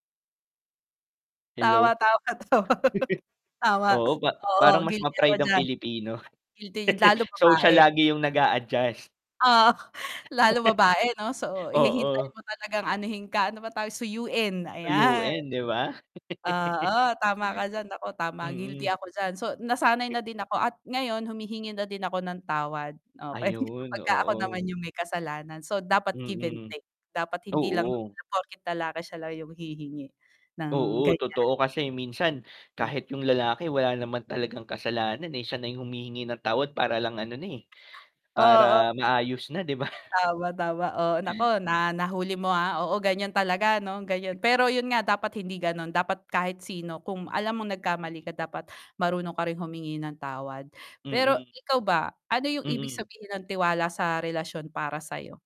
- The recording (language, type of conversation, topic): Filipino, unstructured, Paano mo malalaman kung handa ka na sa isang seryosong relasyon, at ano ang pinakamahalagang katangian ng isang mabuting kapareha?
- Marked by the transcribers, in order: chuckle; laughing while speaking: "to"; chuckle; laugh; chuckle; distorted speech; static; chuckle; tapping; snort; throat clearing